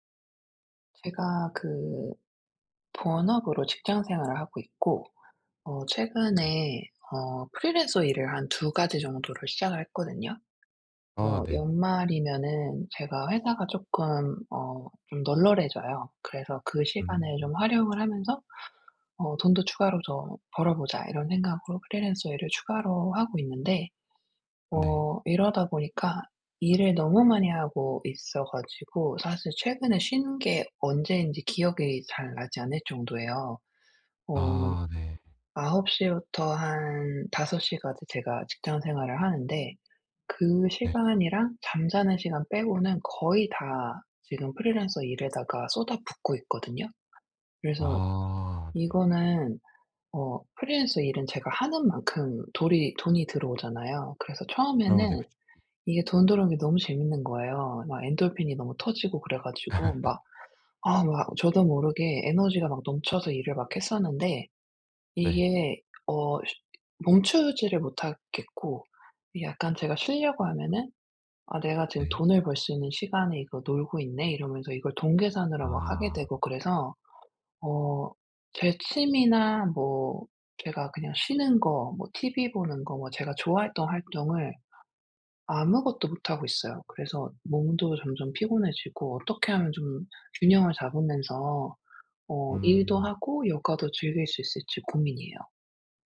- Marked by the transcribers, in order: other background noise; "까지" said as "까드"; laugh
- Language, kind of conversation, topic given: Korean, advice, 시간이 부족해 여가를 즐기기 어려울 때는 어떻게 하면 좋을까요?